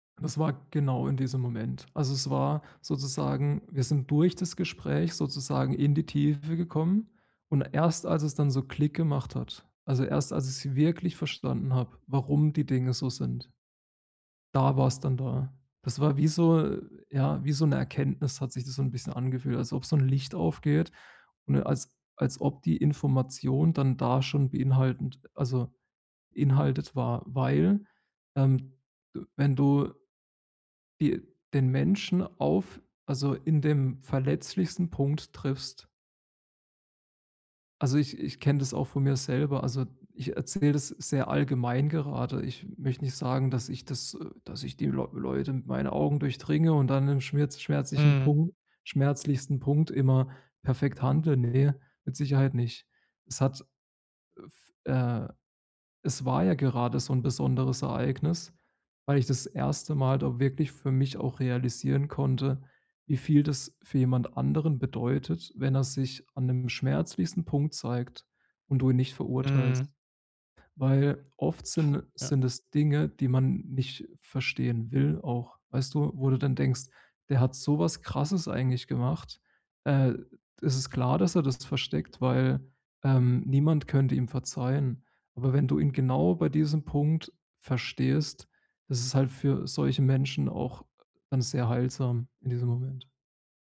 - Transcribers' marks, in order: none
- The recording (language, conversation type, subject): German, podcast, Wie zeigst du, dass du jemanden wirklich verstanden hast?